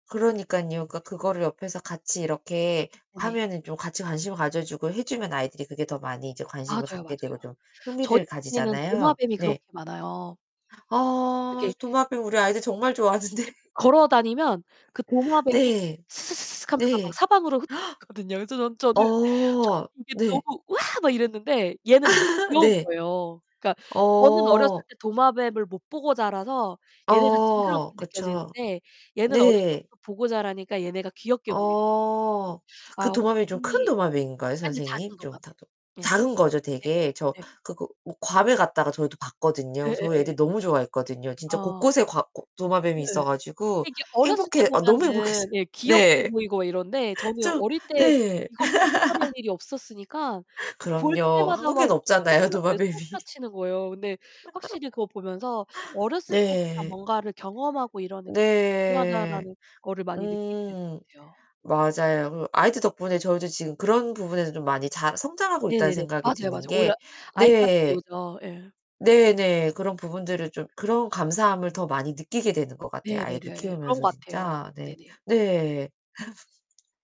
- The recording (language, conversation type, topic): Korean, unstructured, 자연 속에서 가장 행복했던 순간은 언제였나요?
- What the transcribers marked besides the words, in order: distorted speech; other background noise; unintelligible speech; laughing while speaking: "좋아하는데"; unintelligible speech; gasp; laugh; unintelligible speech; tapping; laugh; laughing while speaking: "도마뱀이"; laugh; laugh